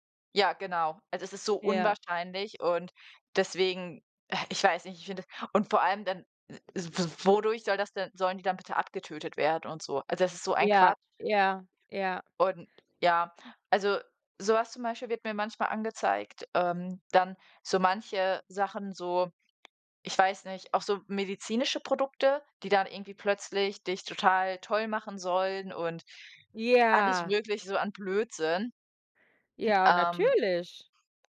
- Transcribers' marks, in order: none
- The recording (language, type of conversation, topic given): German, unstructured, Sind soziale Medien eher ein Fluch oder ein Segen?